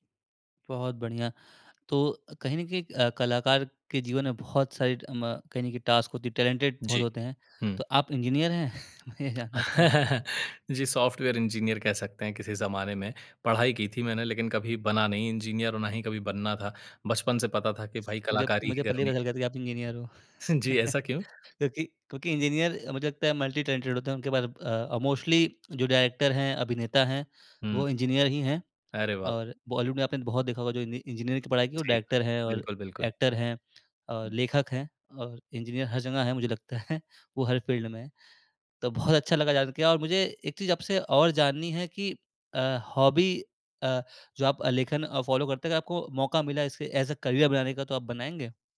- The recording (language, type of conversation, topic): Hindi, podcast, किस शौक में आप इतना खो जाते हैं कि समय का पता ही नहीं चलता?
- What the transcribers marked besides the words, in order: in English: "टास्क"; in English: "टैलेंटेड"; chuckle; laughing while speaking: "मैं ये जानना चाहूँगा"; tongue click; laugh; other background noise; chuckle; in English: "मल्टी-टैलेंटेड"; in English: "मोस्टली"; in English: "डायरेक्टर"; in English: "इंजीनियरिंग"; in English: "डायरेक्टर"; in English: "एक्टर"; laughing while speaking: "है"; in English: "फ़ील्ड"; in English: "हॉबी"; in English: "फॉलो"; in English: "एज़ अ करियर"